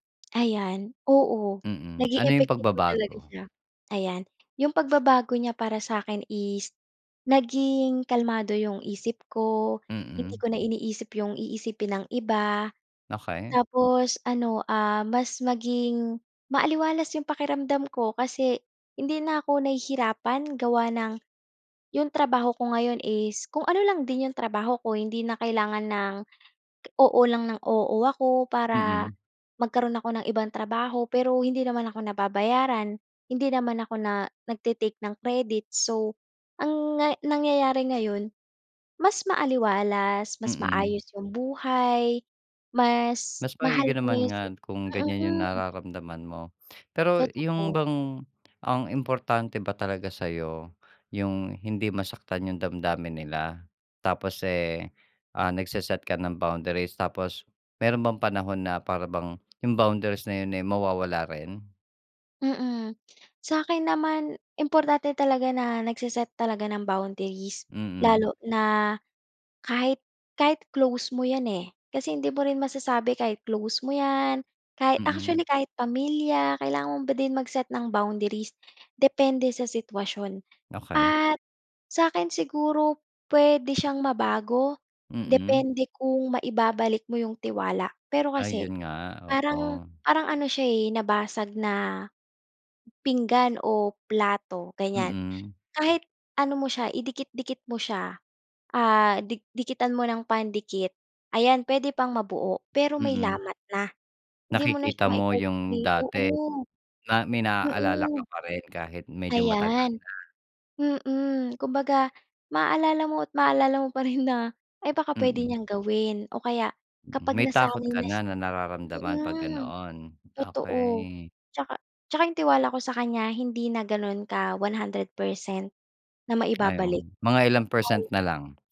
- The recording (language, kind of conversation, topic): Filipino, podcast, Paano ka tumatanggi nang hindi nakakasakit?
- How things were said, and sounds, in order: tapping; other background noise; wind; fan; tongue click